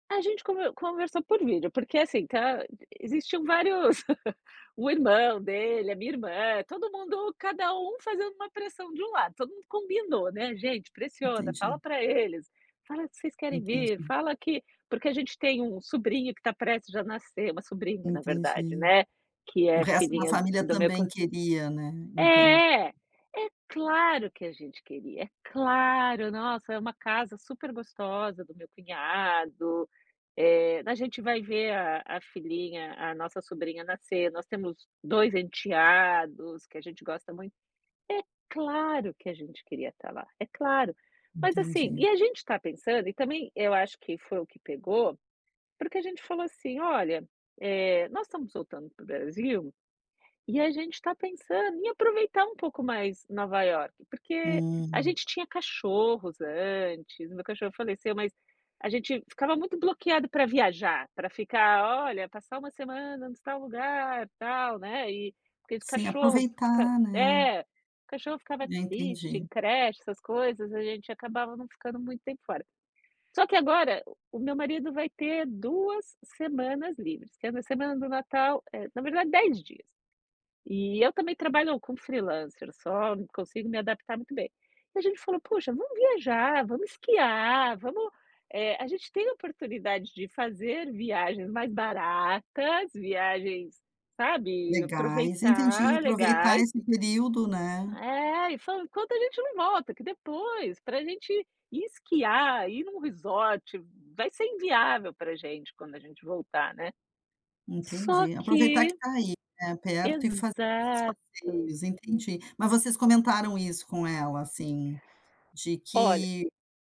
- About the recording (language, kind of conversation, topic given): Portuguese, advice, Como posso dar um feedback honesto sem magoar a pessoa e mantendo a empatia?
- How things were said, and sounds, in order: laugh; tapping; unintelligible speech; in English: "freelancer"